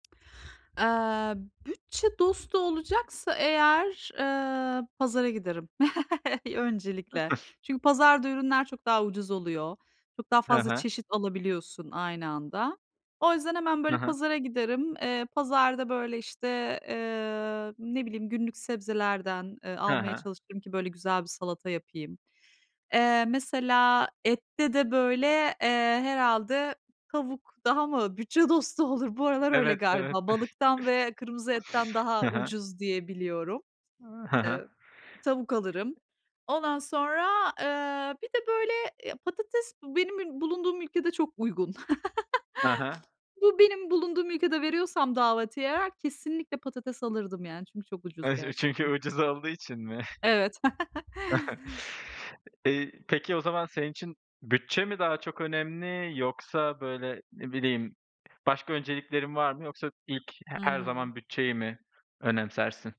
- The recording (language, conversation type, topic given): Turkish, podcast, Bütçe dostu bir kutlama menüsünü nasıl planlarsın?
- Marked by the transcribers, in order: other background noise; chuckle; snort; laughing while speaking: "bütçe dostu olur?"; chuckle; chuckle; sniff; laughing while speaking: "olduğu için mi?"; chuckle